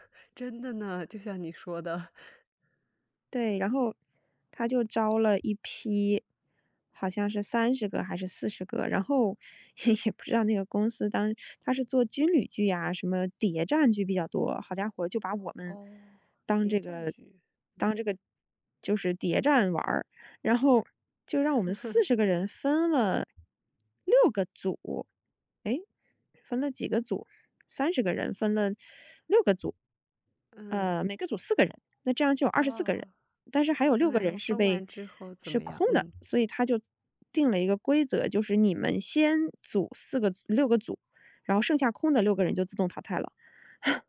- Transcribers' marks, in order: other background noise; laughing while speaking: "也 也"; laugh
- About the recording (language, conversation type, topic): Chinese, podcast, 你第一次工作的经历是怎样的？